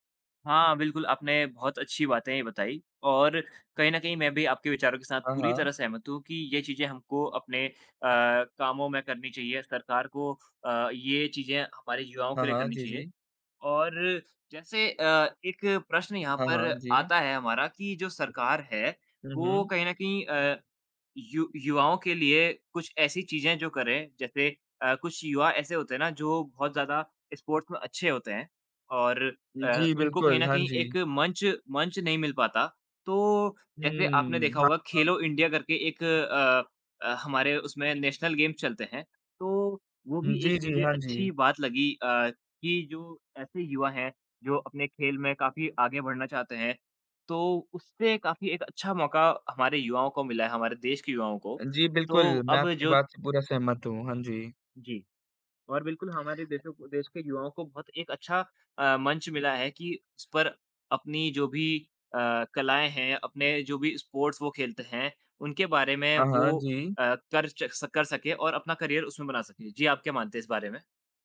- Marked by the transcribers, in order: in English: "स्पोर्ट्स"; in English: "नेशनल गेम्स"; other background noise; in English: "स्पोर्ट्स"; in English: "करियर"
- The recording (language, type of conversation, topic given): Hindi, unstructured, सरकार को युवाओं के लिए क्या करना चाहिए?